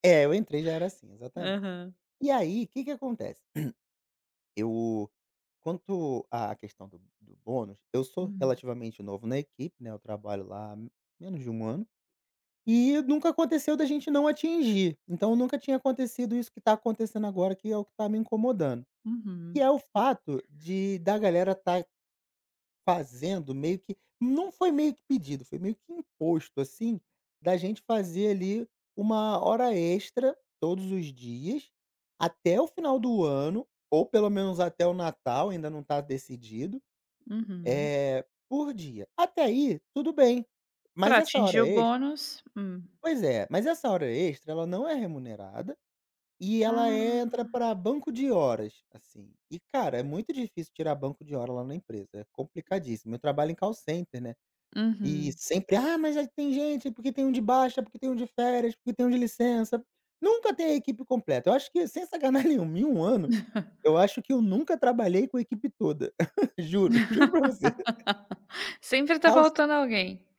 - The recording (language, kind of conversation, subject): Portuguese, advice, Como descrever a pressão no trabalho para aceitar horas extras por causa da cultura da empresa?
- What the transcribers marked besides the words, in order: throat clearing; tapping; in English: "call center"; laughing while speaking: "nenhuma"; chuckle; laugh; chuckle; laugh